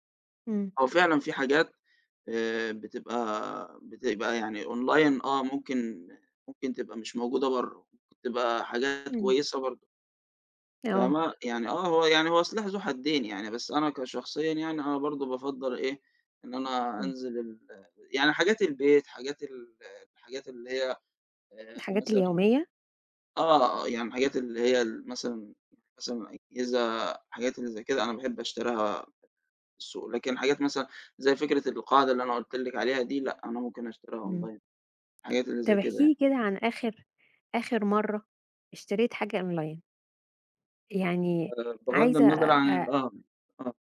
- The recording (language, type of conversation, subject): Arabic, podcast, بتفضل تشتري أونلاين ولا من السوق؟ وليه؟
- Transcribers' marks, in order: in English: "أونلاين"; in English: "أونلاين"; in English: "أونلاين"